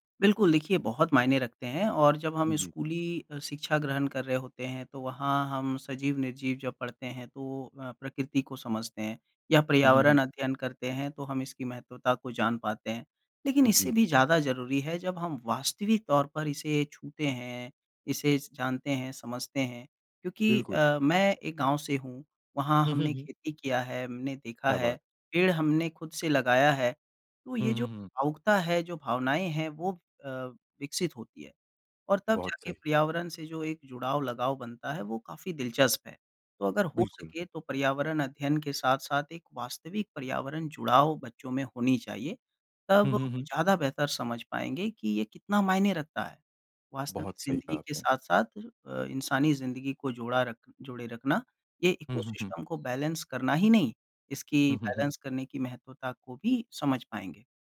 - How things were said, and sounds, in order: in English: "इकोसिस्टम"; in English: "बैलेंस"; in English: "बैलेंस"
- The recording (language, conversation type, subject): Hindi, podcast, बच्चों को प्रकृति से जोड़े रखने के प्रभावी तरीके